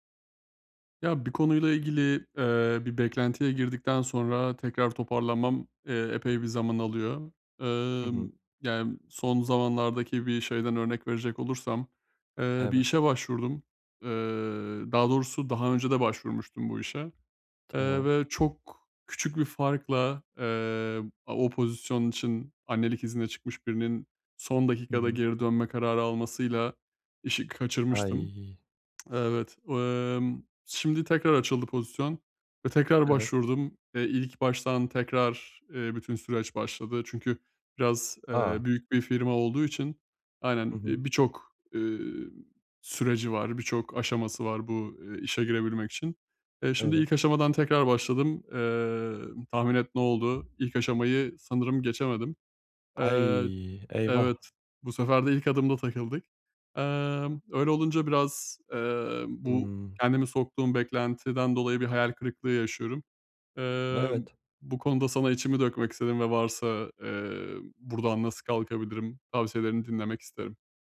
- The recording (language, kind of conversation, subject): Turkish, advice, Beklentilerim yıkıldıktan sonra yeni hedeflerimi nasıl belirleyebilirim?
- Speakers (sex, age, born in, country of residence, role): male, 30-34, Turkey, Bulgaria, user; male, 30-34, Turkey, Germany, advisor
- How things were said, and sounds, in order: other background noise